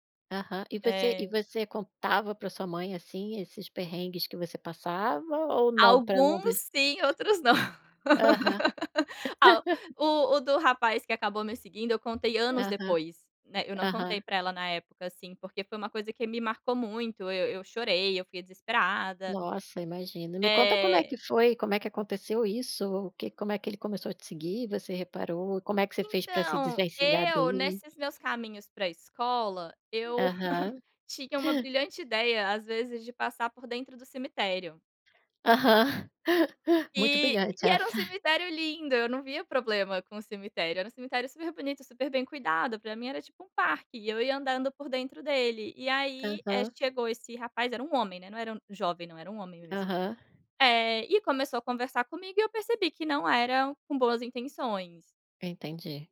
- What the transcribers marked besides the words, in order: laugh; chuckle; chuckle; chuckle; other noise
- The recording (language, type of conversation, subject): Portuguese, podcast, Como foi sua primeira viagem solo?